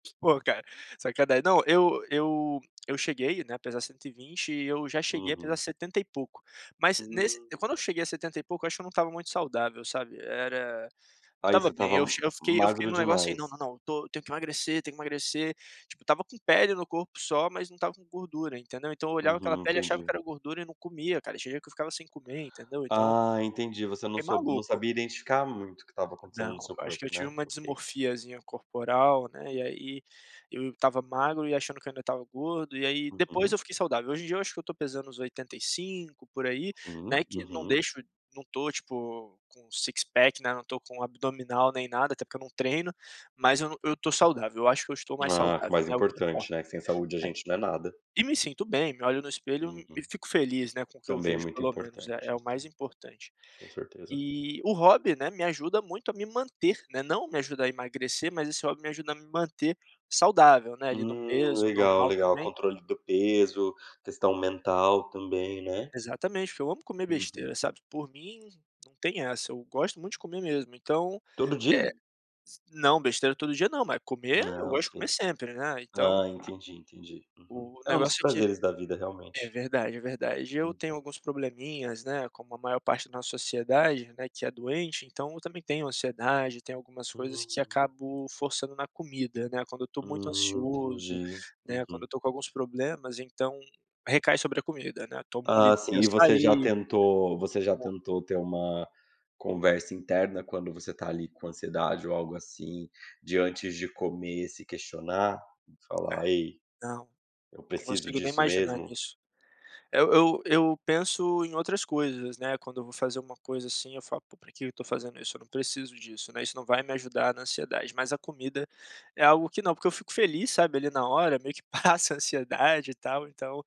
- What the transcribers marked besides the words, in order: other background noise; tapping; in English: "six pack"; other noise; laughing while speaking: "passa a ansiedade"
- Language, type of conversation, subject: Portuguese, podcast, Qual é um hobby que faz você sentir que o seu tempo rende mais?